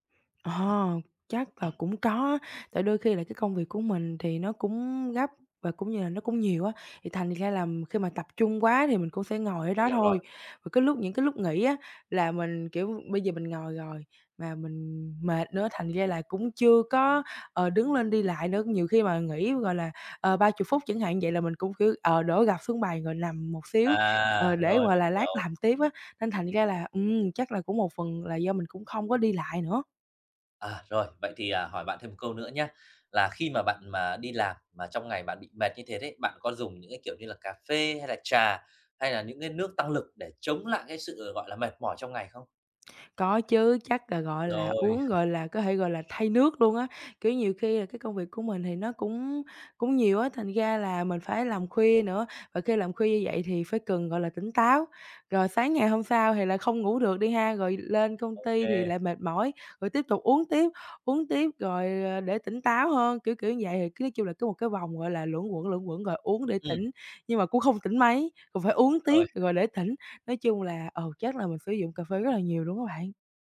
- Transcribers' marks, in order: tapping; other background noise; laughing while speaking: "không"
- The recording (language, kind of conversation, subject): Vietnamese, advice, Làm thế nào để duy trì năng lượng suốt cả ngày mà không cảm thấy mệt mỏi?